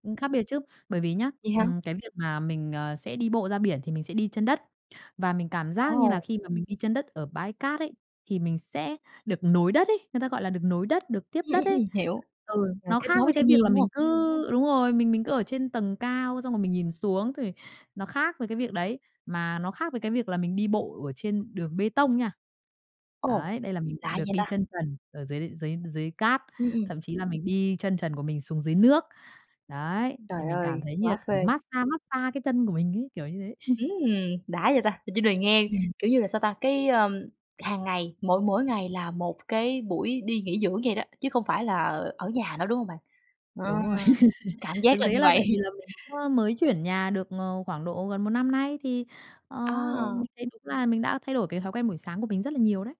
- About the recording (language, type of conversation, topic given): Vietnamese, podcast, Buổi sáng ở nhà, bạn thường có những thói quen gì?
- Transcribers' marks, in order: other background noise; horn; tapping; laugh; laugh; chuckle